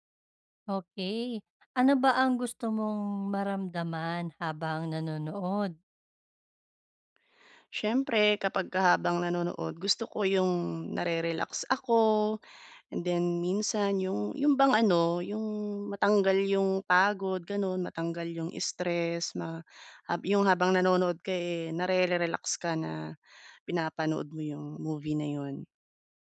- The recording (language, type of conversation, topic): Filipino, advice, Paano ako pipili ng palabas kapag napakarami ng pagpipilian?
- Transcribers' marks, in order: none